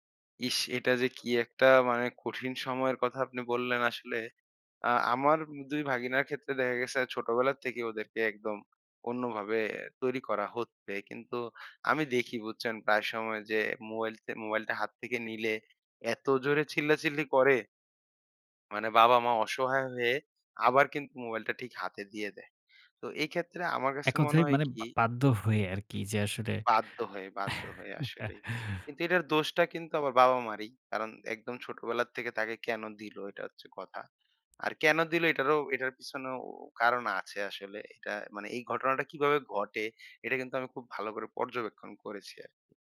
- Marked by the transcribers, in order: chuckle
- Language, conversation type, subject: Bengali, podcast, শিশুদের স্ক্রিন টাইম নিয়ন্ত্রণে সাধারণ কোনো উপায় আছে কি?